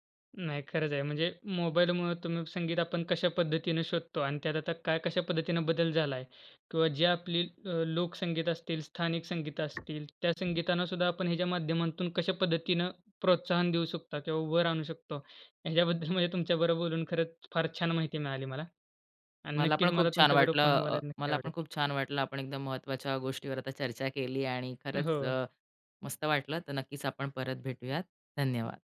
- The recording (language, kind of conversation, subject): Marathi, podcast, मोबाईलमुळे संगीत शोधण्याचा अनुभव बदलला का?
- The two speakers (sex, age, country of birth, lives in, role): female, 30-34, India, India, guest; male, 20-24, India, India, host
- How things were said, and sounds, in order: tapping; joyful: "चर्चा केली"